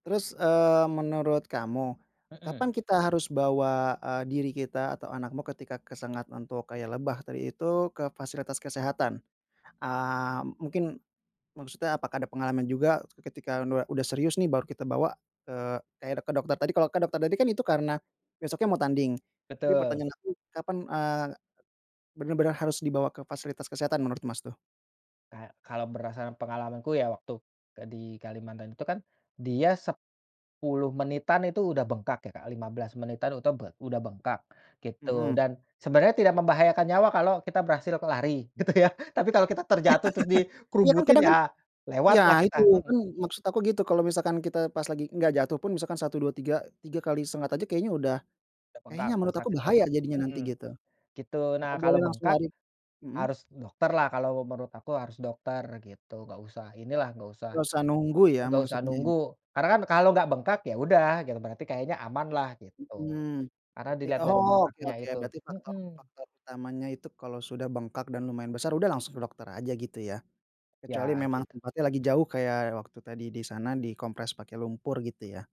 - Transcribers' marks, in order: tapping; "itu" said as "utu"; laughing while speaking: "gitu ya"; chuckle; laugh
- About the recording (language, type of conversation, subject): Indonesian, podcast, Bagaimana cara menangani gigitan serangga saat berada di alam terbuka?